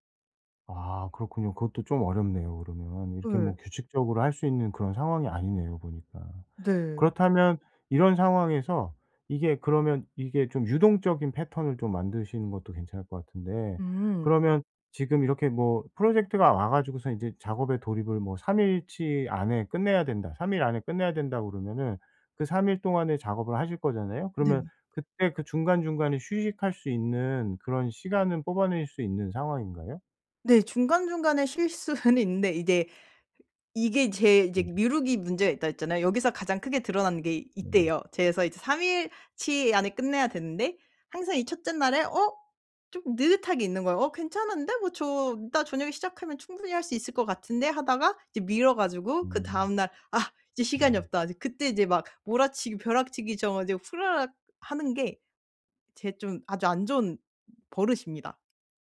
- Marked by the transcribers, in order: laughing while speaking: "수는"; other background noise; "후다닥" said as "후라락"
- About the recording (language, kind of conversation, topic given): Korean, advice, 왜 제 스트레스 반응과 대처 습관은 반복될까요?